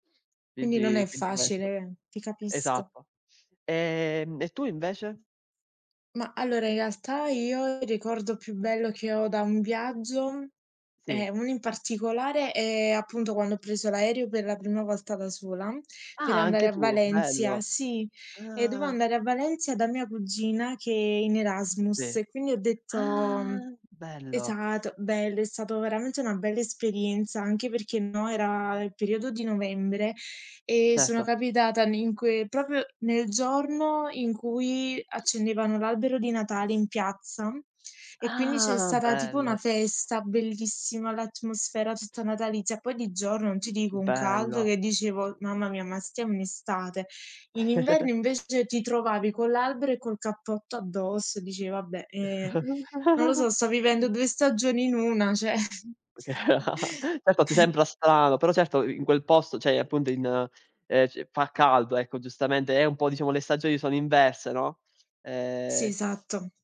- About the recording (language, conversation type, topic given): Italian, unstructured, Qual è il ricordo più bello che hai di un viaggio?
- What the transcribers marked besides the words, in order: other background noise; "dovevo" said as "doveo"; drawn out: "Ah!"; drawn out: "Ah!"; "esatto" said as "esato"; "proprio" said as "propio"; drawn out: "Ah!"; chuckle; tapping; giggle; chuckle; other noise